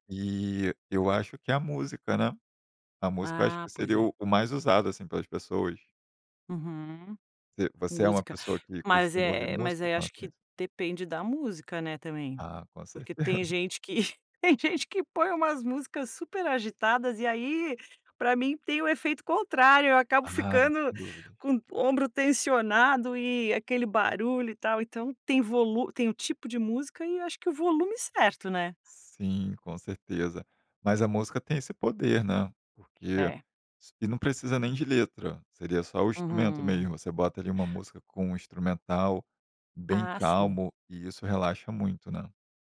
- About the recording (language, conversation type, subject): Portuguese, podcast, Que hábitos simples ajudam a reduzir o estresse rapidamente?
- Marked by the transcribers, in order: unintelligible speech; laugh; giggle